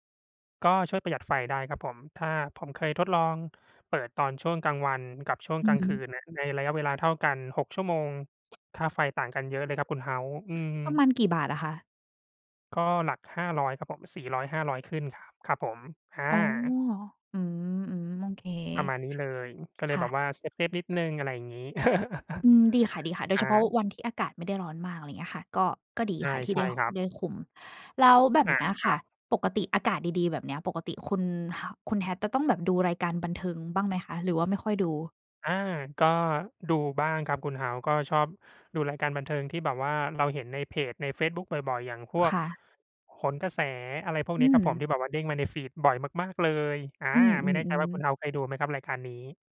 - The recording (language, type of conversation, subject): Thai, unstructured, รายการบันเทิงที่จงใจสร้างความขัดแย้งเพื่อเรียกเรตติ้งควรถูกควบคุมหรือไม่?
- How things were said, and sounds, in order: other background noise; other noise; chuckle